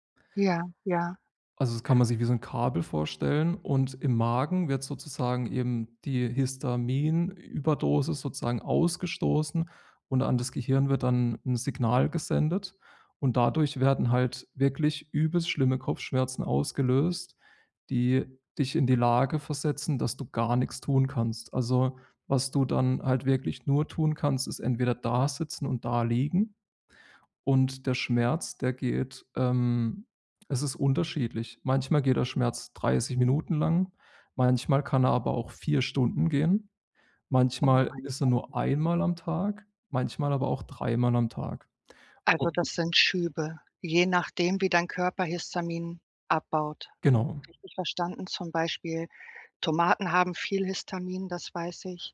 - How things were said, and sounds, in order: none
- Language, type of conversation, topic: German, advice, Wie kann ich besser mit Schmerzen und ständiger Erschöpfung umgehen?